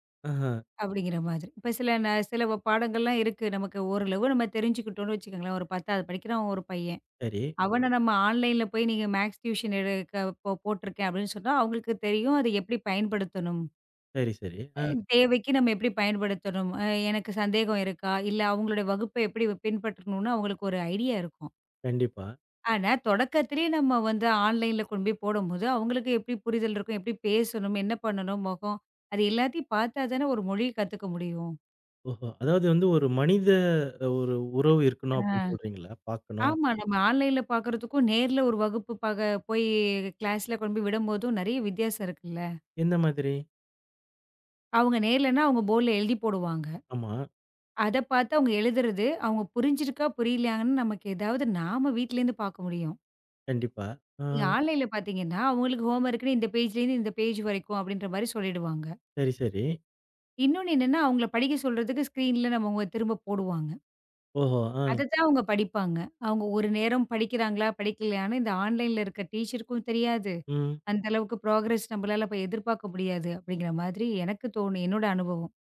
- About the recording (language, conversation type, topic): Tamil, podcast, நீங்கள் இணைய வழிப் பாடங்களையா அல்லது நேரடி வகுப்புகளையா அதிகம் விரும்புகிறீர்கள்?
- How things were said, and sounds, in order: other background noise; in English: "ஆன்லைன்ல"; other noise; tapping; in English: "ஐடியா"; in English: "ஆன்லைன்ல"; in English: "ஆன்லைன்ல"; in English: "ஆன்லைன்ல"; in English: "ஹோம் வோர்க்னு"; in English: "பேஜ்லந்து"; in English: "பேஜ்"; in English: "ஸ்கிரீன்ல"; in English: "ஆன்லைன்ல"; in English: "ப்ரோக்ரெஸ்"